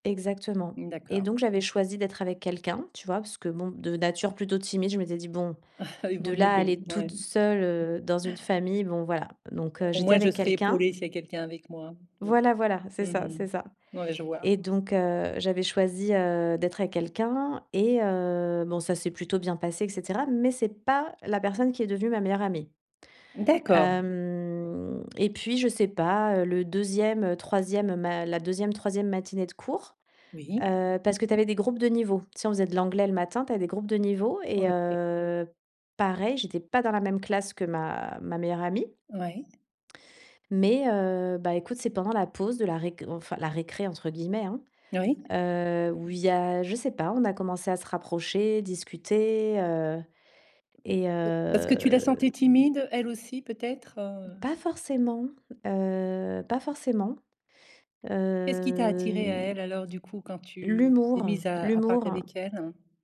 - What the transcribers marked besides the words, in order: laughing while speaking: "Ah"; other background noise; tapping; stressed: "pas"; drawn out: "Hem"; drawn out: "heu"; stressed: "pas"; unintelligible speech; drawn out: "heu"
- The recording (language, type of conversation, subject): French, podcast, Peux-tu raconter une amitié née pendant un voyage ?